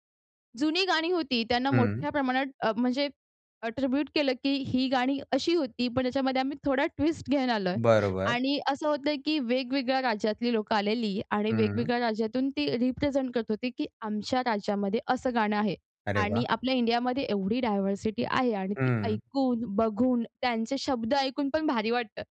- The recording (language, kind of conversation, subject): Marathi, podcast, तुमचा पहिला थेट संगीत कार्यक्रम आठवतो का?
- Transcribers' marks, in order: in English: "एट्रिब्यूट"; other background noise; in English: "ट्विस्ट"; in English: "डायव्हर्सिटी"